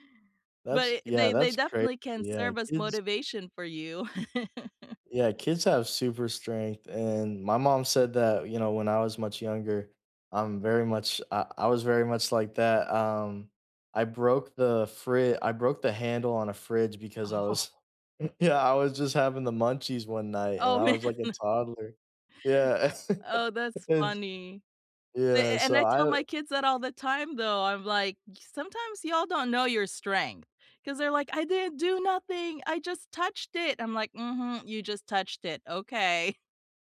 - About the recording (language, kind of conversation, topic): English, unstructured, How do you notice your hobbies changing as your priorities shift over time?
- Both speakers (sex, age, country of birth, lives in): female, 40-44, Philippines, United States; male, 18-19, United States, United States
- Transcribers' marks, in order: chuckle; laughing while speaking: "Oh"; chuckle; laughing while speaking: "yeah"; laughing while speaking: "man"; laugh; chuckle